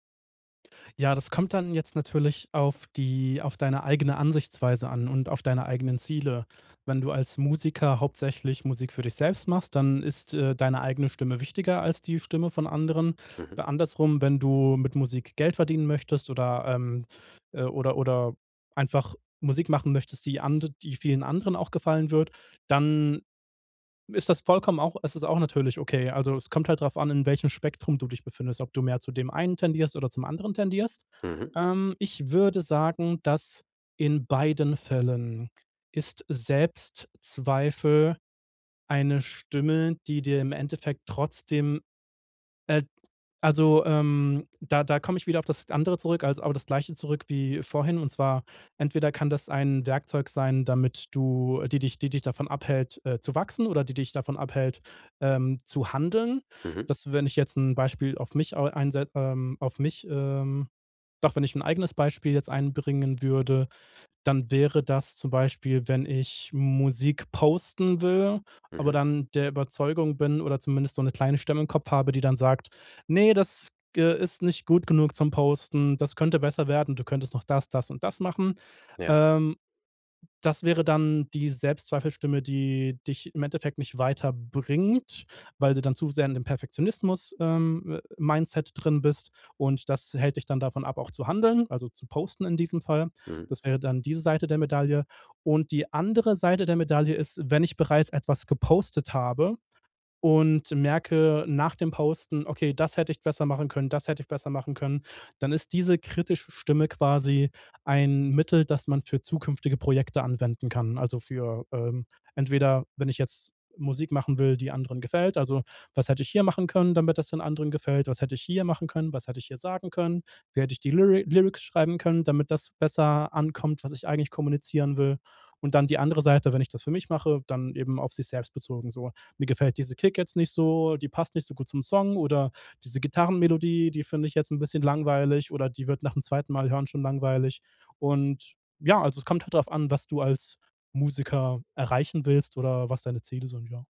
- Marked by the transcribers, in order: stressed: "beiden Fällen"; other background noise; drawn out: "bringt"
- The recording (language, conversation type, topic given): German, podcast, Was hat dir geholfen, Selbstzweifel zu überwinden?